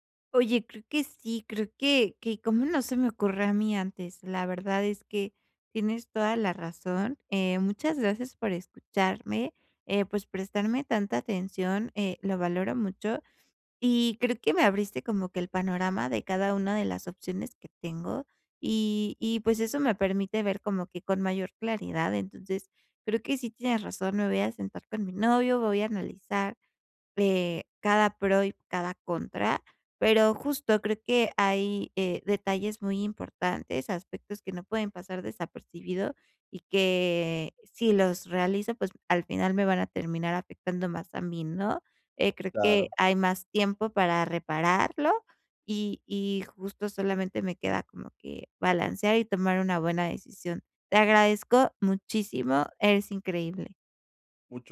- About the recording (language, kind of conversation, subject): Spanish, advice, ¿Cómo puedo cambiar o corregir una decisión financiera importante que ya tomé?
- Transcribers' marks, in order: none